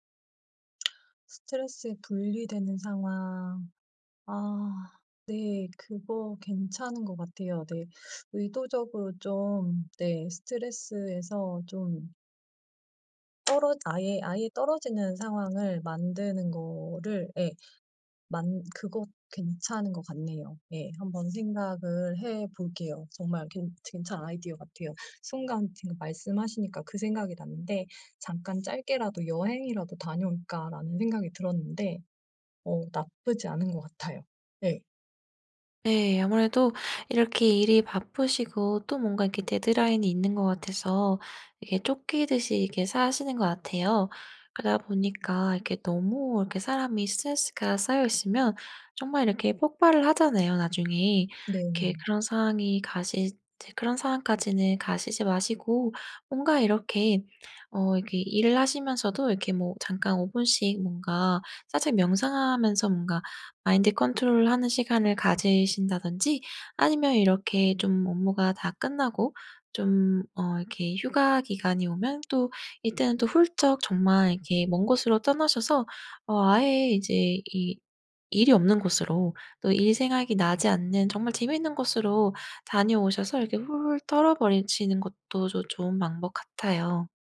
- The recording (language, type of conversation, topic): Korean, advice, 일과 삶의 균형 문제로 번아웃 직전이라고 느끼는 상황을 설명해 주실 수 있나요?
- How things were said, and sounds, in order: lip smack; tapping; other background noise